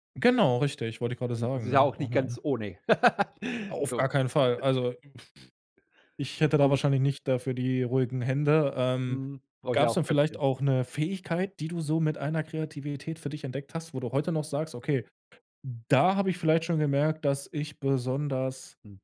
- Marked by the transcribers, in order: unintelligible speech; other noise; laugh; giggle; other background noise
- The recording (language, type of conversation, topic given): German, podcast, Welche Erlebnisse aus der Kindheit prägen deine Kreativität?